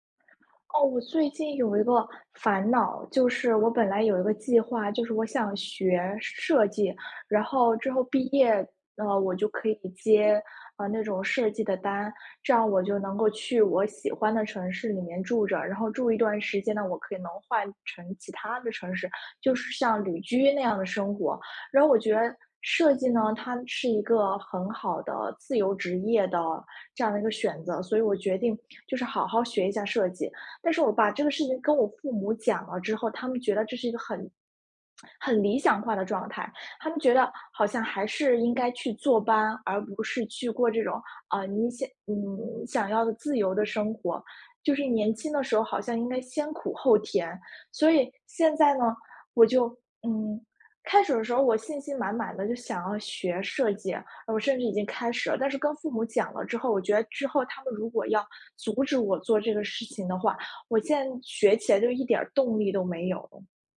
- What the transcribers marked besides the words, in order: none
- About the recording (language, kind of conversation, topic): Chinese, advice, 长期计划被意外打乱后该如何重新调整？